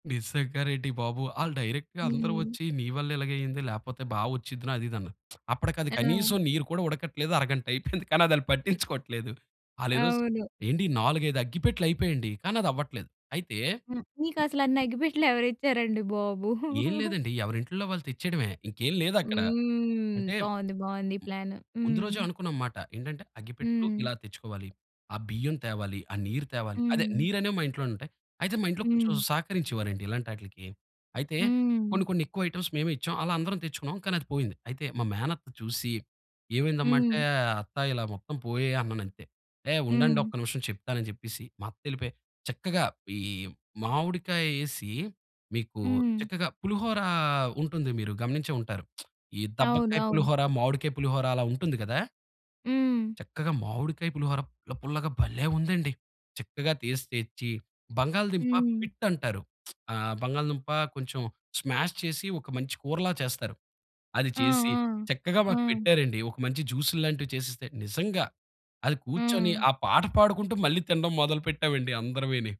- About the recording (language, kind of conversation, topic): Telugu, podcast, మీ చిన్ననాటి జ్ఞాపకాలను మళ్లీ గుర్తు చేసే పాట ఏది?
- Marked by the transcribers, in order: laughing while speaking: "నిజంగా నండి బాబు"; in English: "డైరెక్ట్‌గా"; laughing while speaking: "అయిపోయింది"; other background noise; chuckle; in English: "ప్లాన్"; in English: "ఐటెమ్స్"; lip smack; stressed: "భలే"; lip smack; in English: "స్మాష్"; stressed: "నిజంగా"